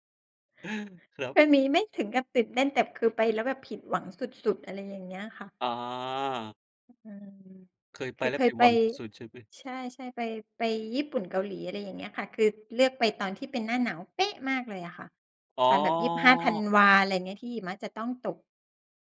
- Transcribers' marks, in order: other background noise; stressed: "เป๊ะ"; drawn out: "อ๋อ"
- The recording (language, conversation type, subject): Thai, unstructured, คุณชอบเที่ยวแบบผจญภัยหรือเที่ยวแบบสบายๆ มากกว่ากัน?